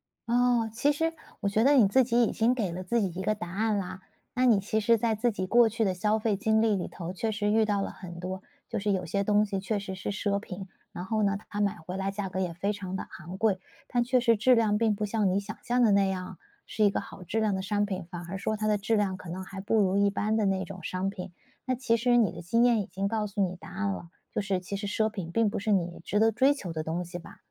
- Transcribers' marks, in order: other background noise
- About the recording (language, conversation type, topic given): Chinese, advice, 如何更有效地避免冲动消费？
- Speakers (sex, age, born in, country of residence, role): female, 35-39, China, United States, user; female, 45-49, China, United States, advisor